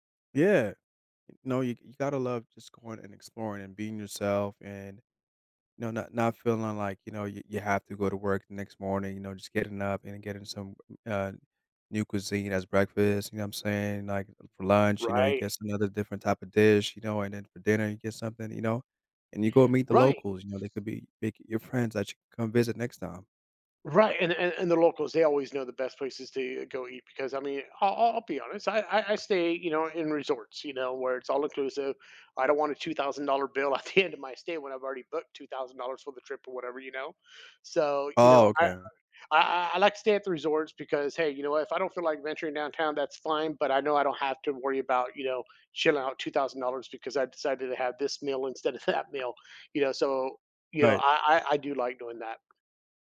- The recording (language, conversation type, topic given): English, podcast, How has exploring new places impacted your outlook on life and personal growth?
- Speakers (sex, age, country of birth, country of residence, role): male, 35-39, Saudi Arabia, United States, host; male, 45-49, United States, United States, guest
- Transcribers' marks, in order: laughing while speaking: "at the end"; laughing while speaking: "that"